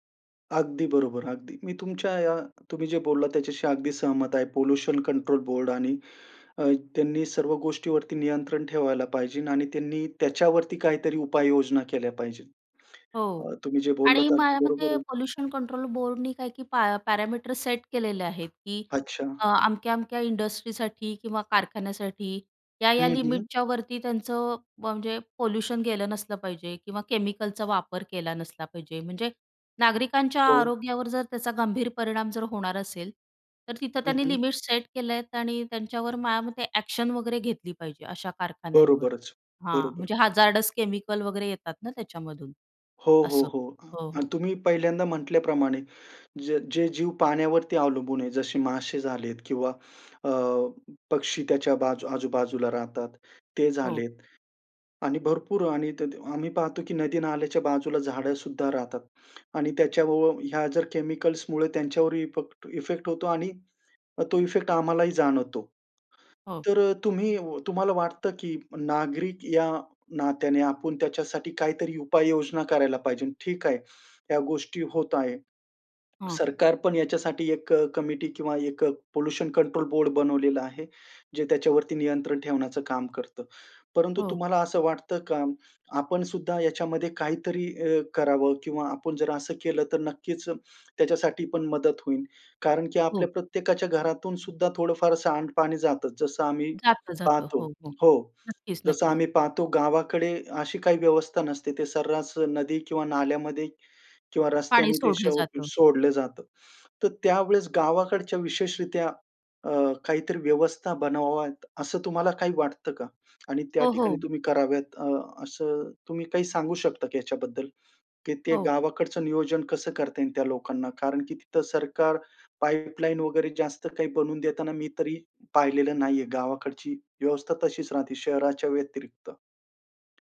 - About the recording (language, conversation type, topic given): Marathi, podcast, आमच्या शहरातील नद्या आणि तलाव आपण स्वच्छ कसे ठेवू शकतो?
- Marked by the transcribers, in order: in English: "पोल्यूशन कंट्रोल बोर्डनी"; in English: "पोल्यूशन कंट्रोल बोर्डनी"; in English: "पॅ पॅरामीटर"; in English: "इंडस्ट्रीसाठी"; in English: "पोल्यूशन"; other background noise; in English: "एक्शन"; in English: "हजारडस"; in English: "इफेक्ट"; in English: "इफेक्ट"; in English: "पोल्युशन कंट्रोल बोर्ड"